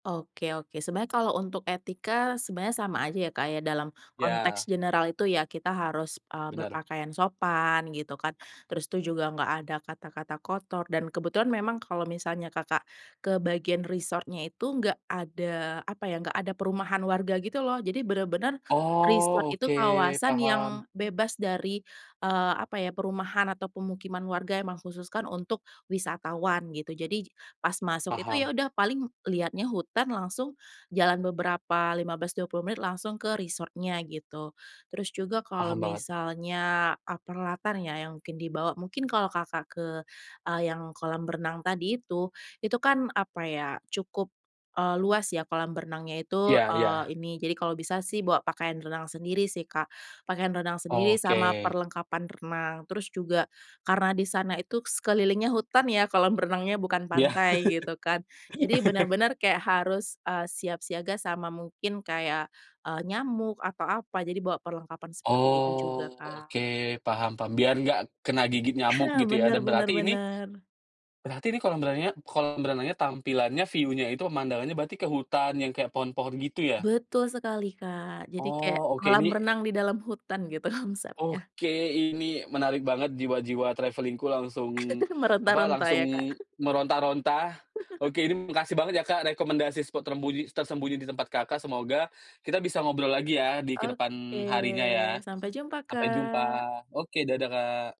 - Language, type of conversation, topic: Indonesian, podcast, Apakah ada tempat tersembunyi di kotamu yang kamu rekomendasikan?
- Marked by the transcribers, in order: in English: "general"; tapping; laughing while speaking: "Iya"; laugh; other background noise; in English: "view-nya"; laughing while speaking: "gitu"; in English: "travelling-ku"; giggle; chuckle; laugh; drawn out: "Oke"